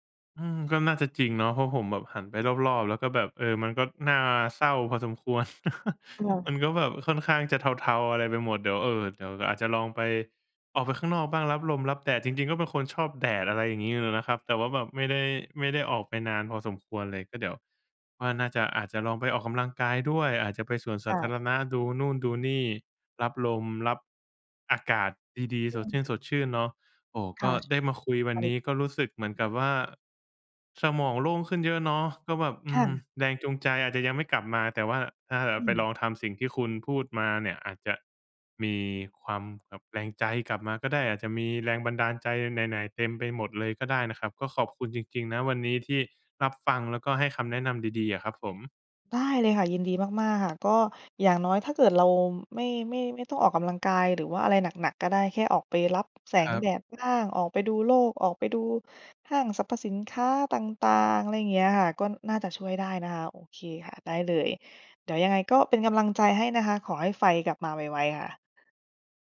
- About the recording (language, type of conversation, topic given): Thai, advice, ทำอย่างไรดีเมื่อหมดแรงจูงใจทำงานศิลปะที่เคยรัก?
- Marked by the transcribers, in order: chuckle; unintelligible speech; other background noise